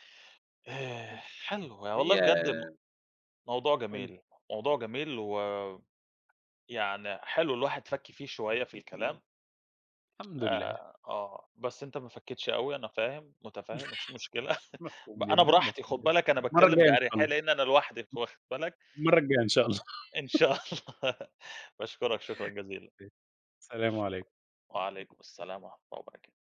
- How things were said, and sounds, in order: other noise; unintelligible speech; tapping; other background noise; laugh; unintelligible speech; laughing while speaking: "الله"; laugh; laughing while speaking: "شاء الله"
- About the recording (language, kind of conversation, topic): Arabic, unstructured, إيه العادة اليومية اللي بتخليك مبسوط؟